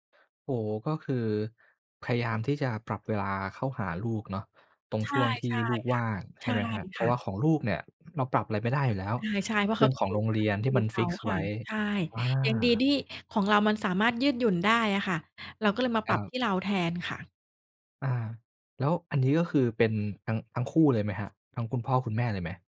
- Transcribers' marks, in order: tapping; other background noise
- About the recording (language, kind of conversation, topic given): Thai, podcast, คุณตั้งขอบเขตกับคนที่บ้านอย่างไรเมื่อจำเป็นต้องทำงานที่บ้าน?